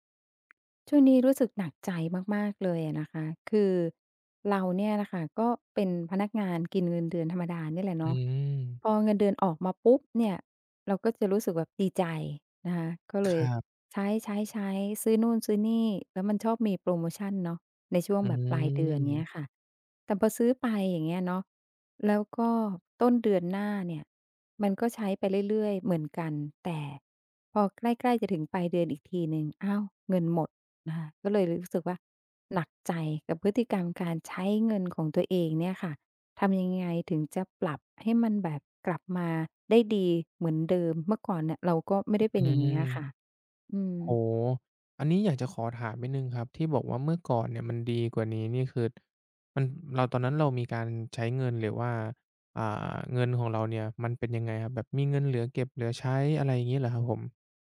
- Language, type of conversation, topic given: Thai, advice, เงินเดือนหมดก่อนสิ้นเดือนและเงินไม่พอใช้ ควรจัดการอย่างไร?
- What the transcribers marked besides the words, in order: other background noise; drawn out: "อืม"; tapping